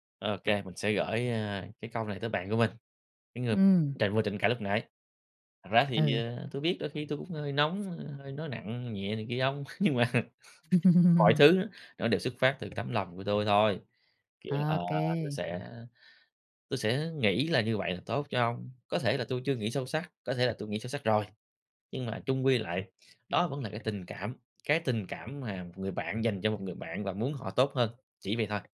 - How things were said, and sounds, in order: chuckle; laughing while speaking: "nhưng mà"; other background noise; laugh; tapping
- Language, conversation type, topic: Vietnamese, podcast, Bạn nên làm gì khi người khác hiểu sai ý tốt của bạn?